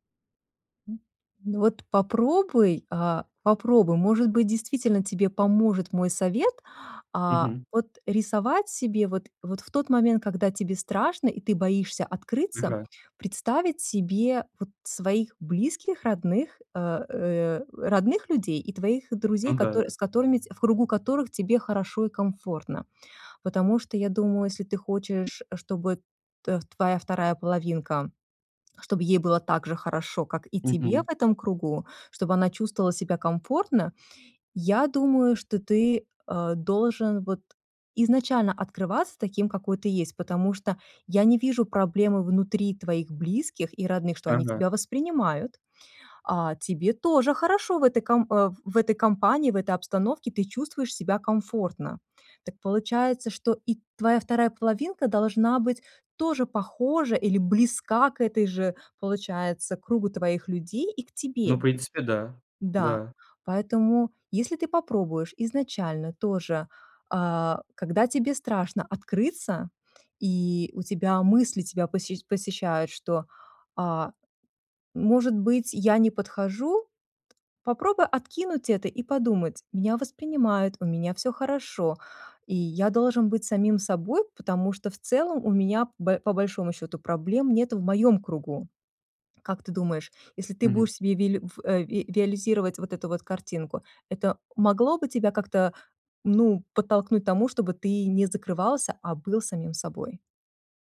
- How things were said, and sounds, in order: other noise; tapping
- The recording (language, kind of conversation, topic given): Russian, advice, Чего вы боитесь, когда становитесь уязвимыми в близких отношениях?